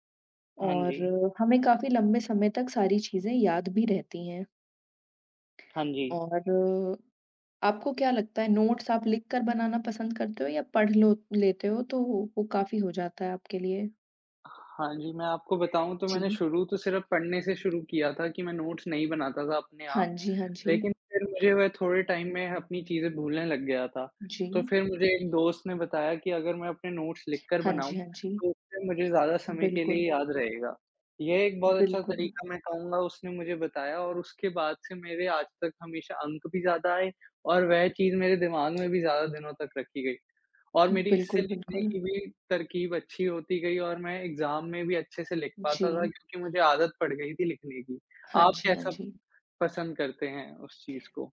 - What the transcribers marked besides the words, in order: in English: "नोट्स"; tapping; in English: "नोट्स"; in English: "टाइम"; other background noise; in English: "नोट्स"; in English: "एग्ज़ाम"
- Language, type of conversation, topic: Hindi, unstructured, कौन-सा अध्ययन तरीका आपके लिए सबसे ज़्यादा मददगार होता है?